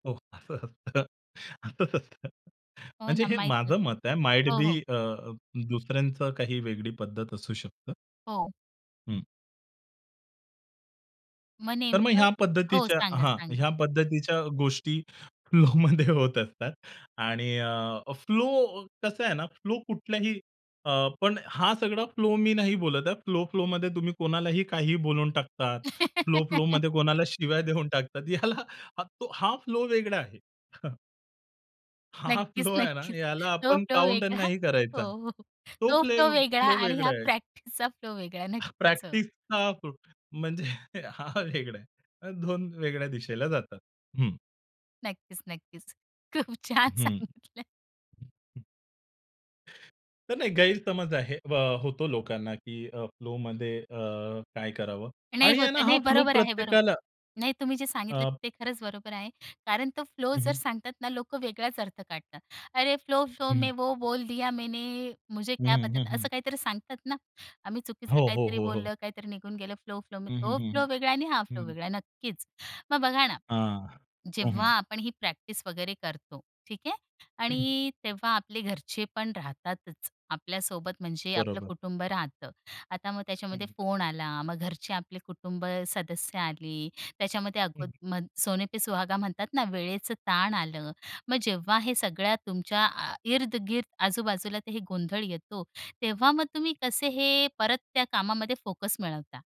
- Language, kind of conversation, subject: Marathi, podcast, सराव करताना मनाची लय कशी लागते?
- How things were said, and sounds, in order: laughing while speaking: "असं असतं. असंच असतं"; in English: "माईट बी"; laughing while speaking: "फ्लोमध्ये होत असतात"; giggle; laughing while speaking: "देऊन टाकतात. याला"; chuckle; laughing while speaking: "हा फ्लो"; laughing while speaking: "नक्कीच, नक्कीच. तो फ्लो वेगळा … वेगळा. नक्कीच हो"; other background noise; tapping; other noise; laughing while speaking: "प्रॅक्टिसचा म्हणजे हा वेगळा आहे"; unintelligible speech; laughing while speaking: "खूप छान सांगितलंय"; in Hindi: "अरे फ्लो-फ्लो में वो बोल दिया मैने. मुझे क्या पता था?"; in Hindi: "सोने पे सुहागा"